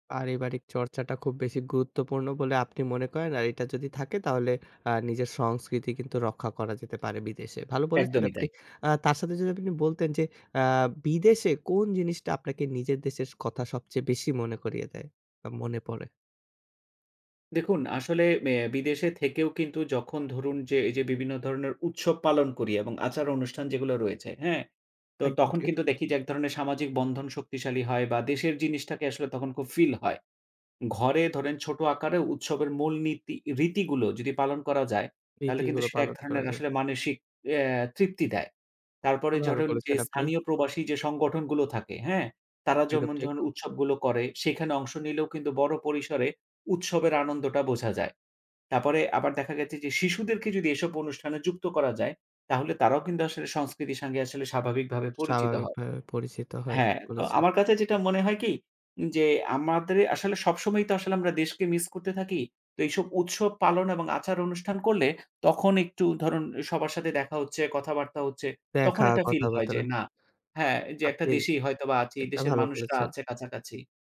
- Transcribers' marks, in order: other background noise; "ধরুন" said as "ঝুরুন"; "যেমন" said as "জমুন"; "সঙ্গে" said as "সাঙ্গে"; "কথাবার্তা" said as "কথাবাত্রা"
- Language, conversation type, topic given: Bengali, podcast, বিদেশে থাকলে তুমি কীভাবে নিজের সংস্কৃতি রক্ষা করো?